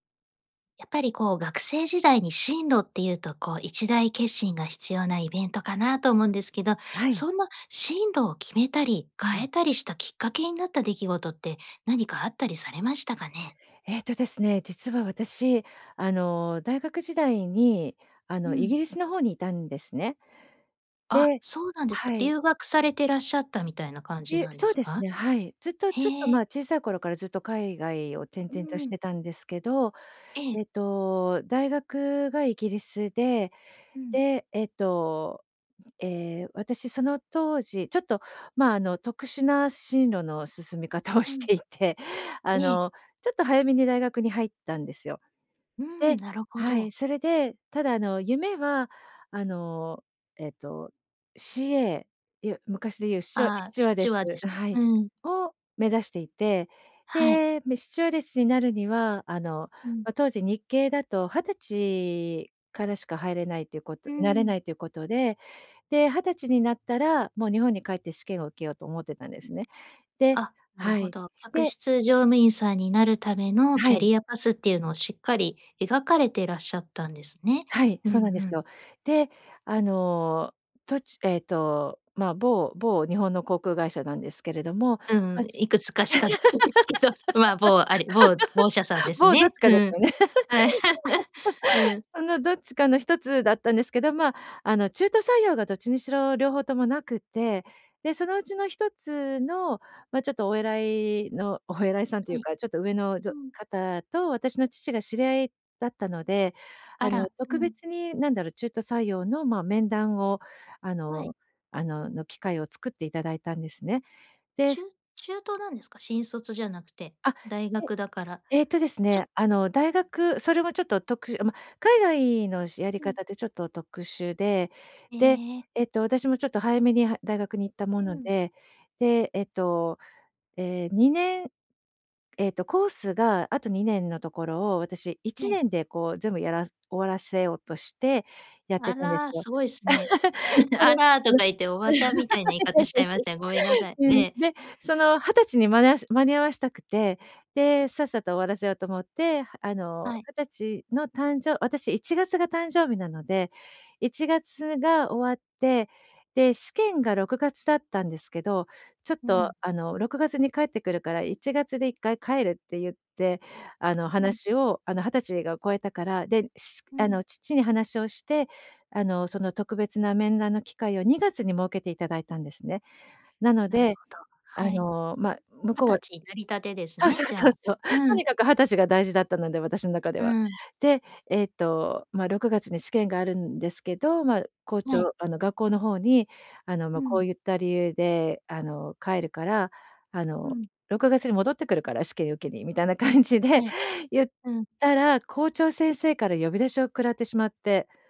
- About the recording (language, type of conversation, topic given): Japanese, podcast, 進路を変えたきっかけは何でしたか？
- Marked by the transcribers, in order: other noise; laugh; laughing while speaking: "もう、どっちかですよね"; laughing while speaking: "ないですけど"; laugh; laugh; chuckle; laugh